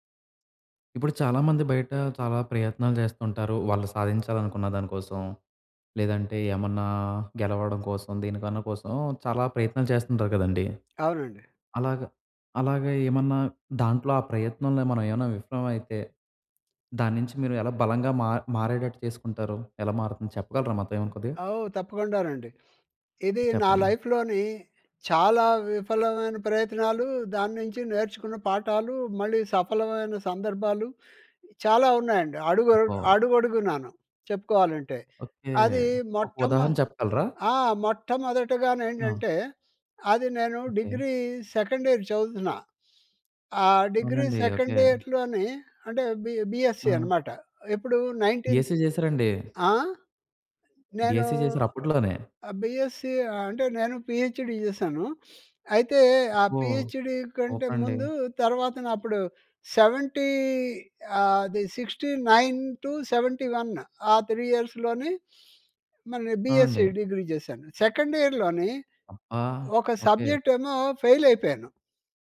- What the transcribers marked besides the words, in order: tapping; in English: "లైఫ్‍లోని"; in English: "డిగ్రీ సెకండ్ ఇయర్"; in English: "డిగ్రీ సెకండ్ ఇయర్‍లోని"; in English: "బి బిఎస్‌సి"; in English: "పిహెచ్‌డి"; in English: "నైన్టీన్స్"; in English: "బీఎస్‌సి"; in English: "బిఎస్‌సి"; in English: "పిహెచ్‌డి"; in English: "పిహెచ్‌డి"; in English: "సెవెంటీ"; in English: "సిక్స్టీ నైన్ టూ సెవెంటీ వన్"; in English: "త్రీ ఇయర్స్‌లోనే"; in English: "బిఎస్‌సి డిగ్రీ"; in English: "సెకండ్ ఇయర్‍లోని"; in English: "సబ్జెక్ట్"; in English: "ఫెయిల్"
- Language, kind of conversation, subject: Telugu, podcast, విఫలమైన ప్రయత్నం మిమ్మల్ని ఎలా మరింత బలంగా మార్చింది?